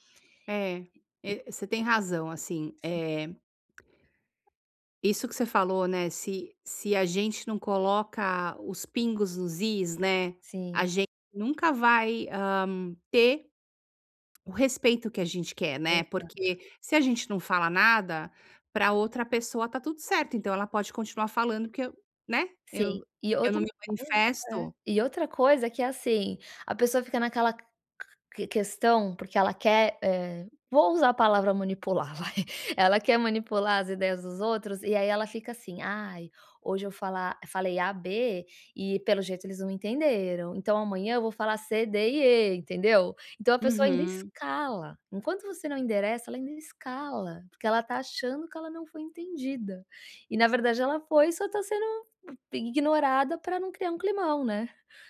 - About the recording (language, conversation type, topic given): Portuguese, advice, Como posso estabelecer limites com amigos sem magoá-los?
- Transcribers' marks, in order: tapping; other background noise; chuckle